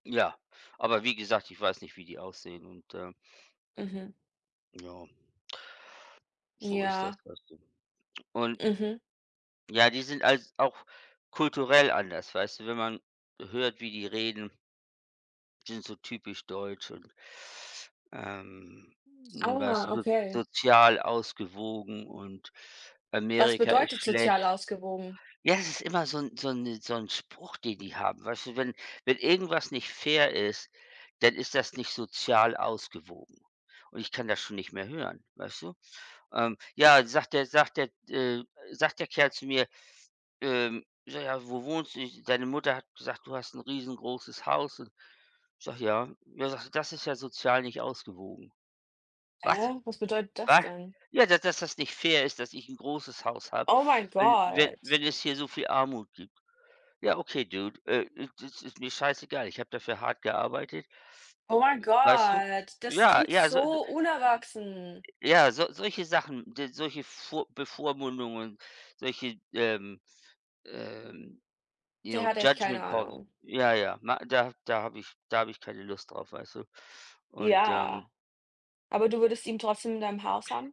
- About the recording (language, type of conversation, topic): German, unstructured, Findest du, dass man Familienmitgliedern immer eine zweite Chance geben sollte?
- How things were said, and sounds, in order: other background noise; in English: "dude"; angry: "Oh mein Gott, das klingt so unerwachsen"; other noise; in English: "Judgement Calls"